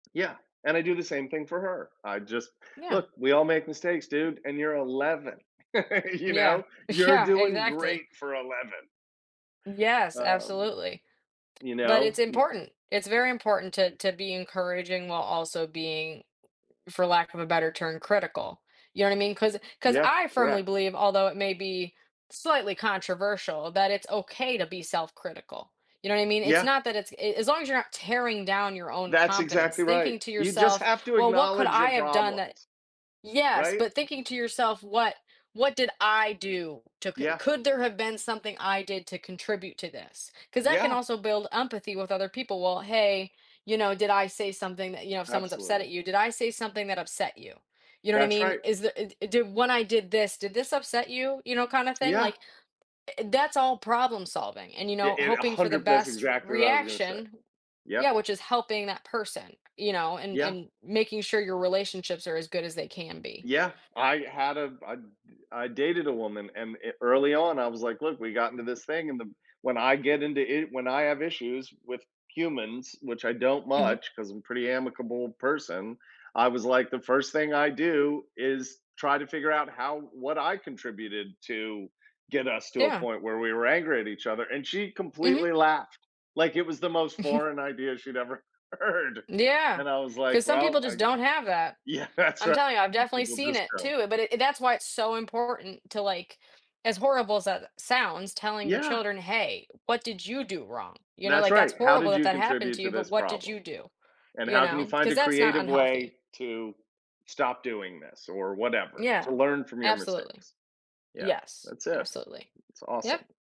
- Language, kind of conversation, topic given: English, unstructured, How can developing creativity help us become better problem solvers?
- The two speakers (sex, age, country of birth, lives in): female, 18-19, United States, United States; male, 55-59, United States, United States
- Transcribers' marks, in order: laugh; laughing while speaking: "you know"; laughing while speaking: "yeah"; tapping; laughing while speaking: "Mhm"; laughing while speaking: "heard"; laughing while speaking: "Yeah, that's right"